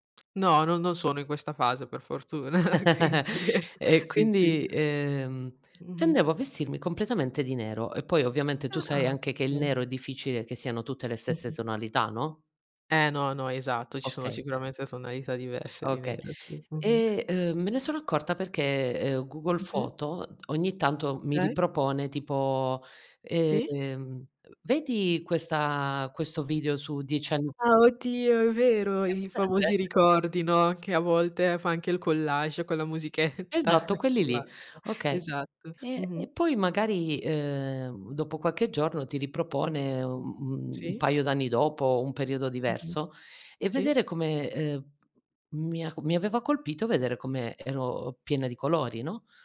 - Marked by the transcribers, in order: other background noise; giggle; chuckle; laughing while speaking: "musichetta"; unintelligible speech; "qualche" said as "quacche"
- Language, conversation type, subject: Italian, unstructured, Come descriveresti il tuo stile personale?